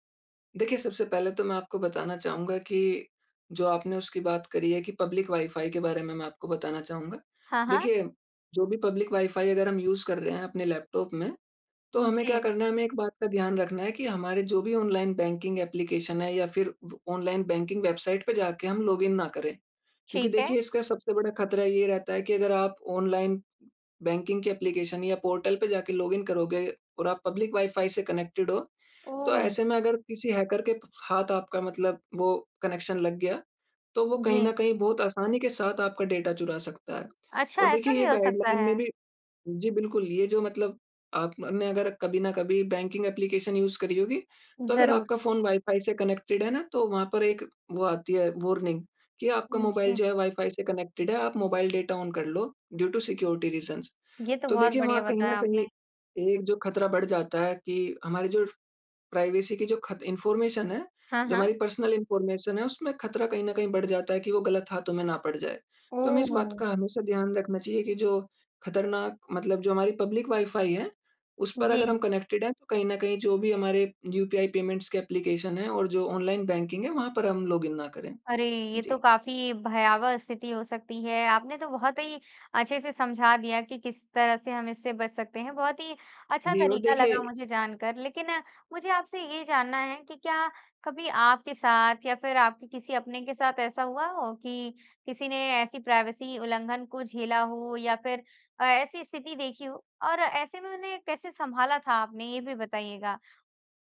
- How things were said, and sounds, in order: in English: "पब्लिक"; in English: "पब्लिक"; in English: "यूज़"; in English: "बैंकिंग ऐप्लीकेशन"; in English: "बैंकिंग"; in English: "बैंकिंग"; in English: "ऐप्लीकेशन"; in English: "पोर्टल"; in English: "लॉगिन"; in English: "पब्लिक"; in English: "कनेक्टेड"; in English: "हैकर"; in English: "कनेक्शन"; in English: "डेटा"; in English: "गाइडलाइन"; in English: "बैंकिंग ऐप्लीकेशन यूज़"; in English: "कनेक्टेड"; in English: "वार्निंग"; in English: "कनेक्टेड"; in English: "डेटा ऑन"; in English: "ड्यू टु सिक्योरिटी रीज़न्स"; in English: "प्राइवेसी"; in English: "इन्फ़ॉर्मेशन"; in English: "पर्सनल इन्फ़ॉर्मेशन"; in English: "पब्लिक"; in English: "कनेक्टेड"; in English: "पेमेंट्स"; in English: "बैंकिंग"; in English: "लॉगिन"; in English: "प्राइवेसी"
- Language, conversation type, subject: Hindi, podcast, ऑनलाइन निजता का ध्यान रखने के आपके तरीके क्या हैं?